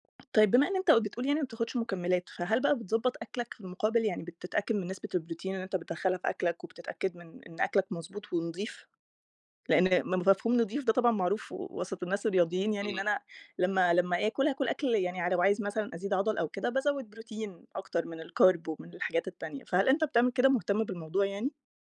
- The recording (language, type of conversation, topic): Arabic, podcast, إيه هي عادة بسيطة غيّرت يومك للأحسن؟
- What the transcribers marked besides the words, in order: tapping; in English: "الCarb"